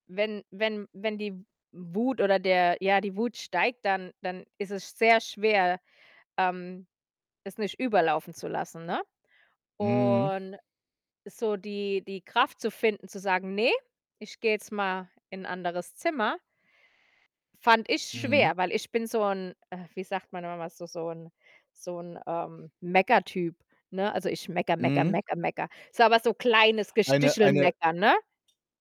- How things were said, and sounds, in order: tapping; drawn out: "und"; other background noise; other noise
- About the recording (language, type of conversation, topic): German, unstructured, Welche Rolle spielt Kommunikation in einer Beziehung?